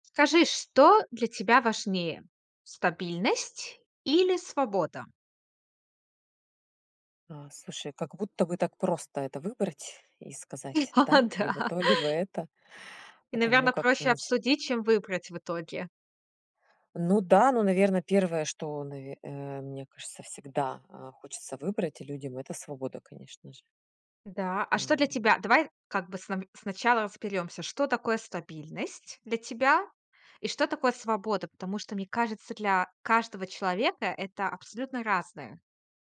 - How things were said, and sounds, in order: laughing while speaking: "О, да"
- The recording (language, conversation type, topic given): Russian, podcast, Что для тебя важнее — стабильность или свобода?